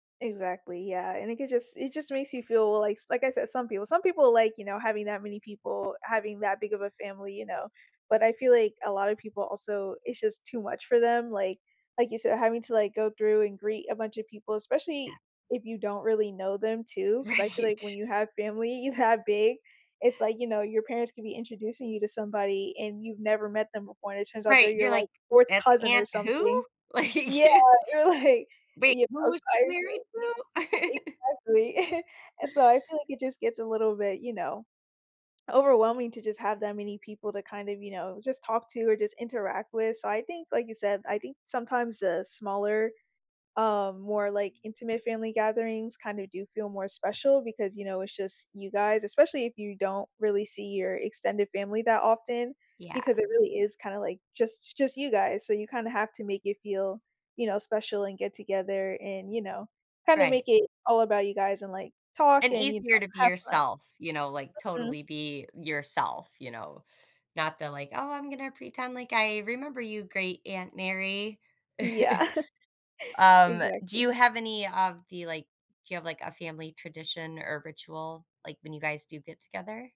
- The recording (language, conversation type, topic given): English, unstructured, How do family traditions and shared moments create a sense of belonging?
- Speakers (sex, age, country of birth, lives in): female, 20-24, United States, United States; female, 45-49, United States, United States
- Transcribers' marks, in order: other background noise; laughing while speaking: "Right"; laughing while speaking: "that"; laughing while speaking: "Like"; laugh; laughing while speaking: "like"; chuckle; tapping; chuckle